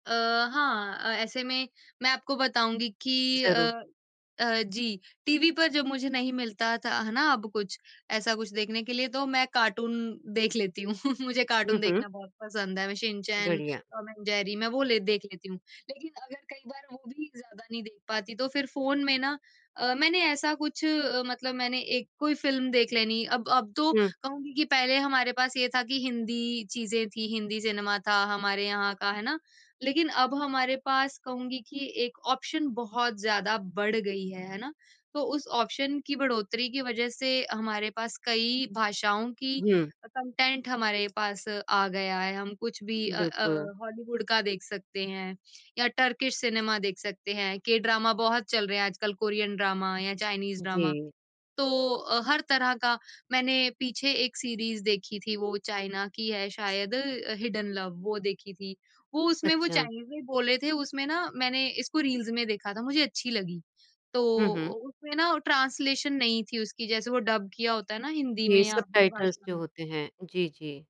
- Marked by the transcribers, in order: in English: "कार्टून"; chuckle; in English: "कार्टून"; in English: "ऑप्शन"; in English: "ऑप्शन"; in English: "कंटेंट"; in English: "ड्रामा"; in English: "ड्रामा"; in English: "ड्रामा"; in English: "रील्स"; in English: "ट्रांसलेशन"; in English: "डब"
- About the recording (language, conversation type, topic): Hindi, podcast, परिवार साथ बैठकर आमतौर पर किस प्रकार के कार्यक्रम देखते हैं?
- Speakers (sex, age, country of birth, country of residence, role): female, 25-29, India, India, guest; female, 50-54, India, India, host